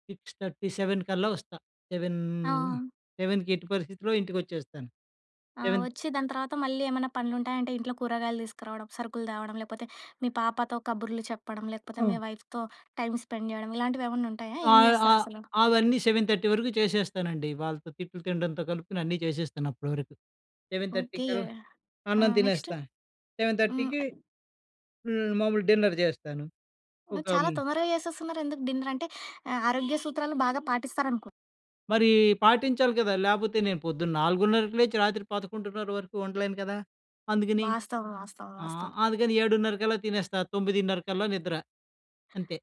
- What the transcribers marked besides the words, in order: in English: "సిక్స్ థర్టీ సెవెన్"; in English: "సెవెన్ సెవెన్‌కి"; other background noise; in English: "సెవెన్"; in English: "వైఫ్‌తో టైం స్పెండ్"; in English: "సెవెన్ థర్టీ"; in English: "సెవెన్ థర్టీ కళ్ల"; in English: "నెక్స్ట్"; in English: "సెవెన్ థర్టీకి"; in English: "డిన్నర్"; horn
- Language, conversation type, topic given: Telugu, podcast, బిజీ రోజువారీ రొటీన్‌లో హాబీలకు సమయం ఎలా కేటాయిస్తారు?